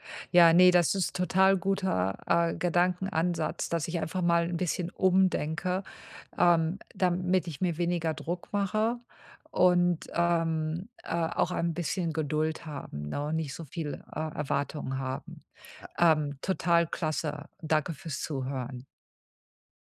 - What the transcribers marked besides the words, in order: none
- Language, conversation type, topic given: German, advice, Warum fällt mir Netzwerken schwer, und welche beruflichen Kontakte möchte ich aufbauen?